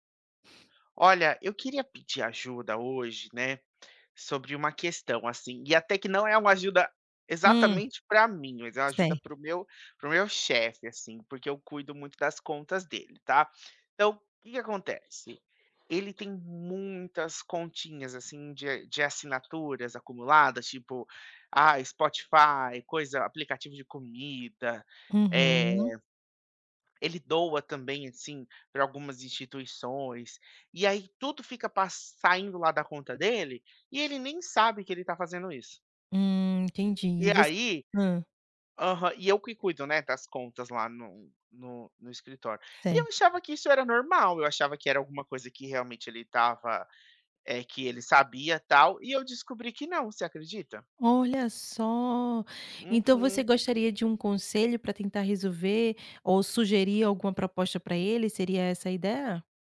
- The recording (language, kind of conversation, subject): Portuguese, advice, Como lidar com assinaturas acumuladas e confusas que drenan seu dinheiro?
- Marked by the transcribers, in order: tapping; other background noise